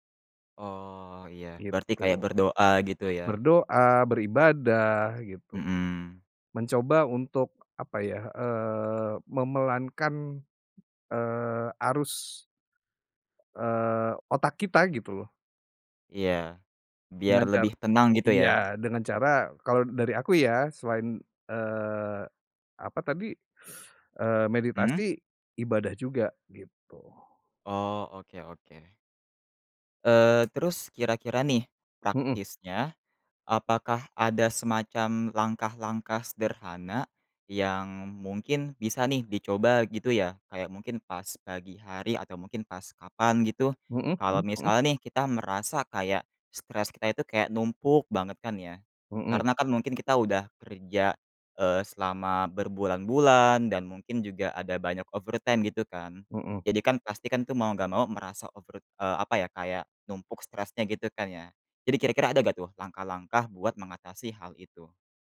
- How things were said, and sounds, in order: other background noise; teeth sucking; in English: "over"
- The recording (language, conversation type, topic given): Indonesian, podcast, Gimana cara kamu ngatur stres saat kerjaan lagi numpuk banget?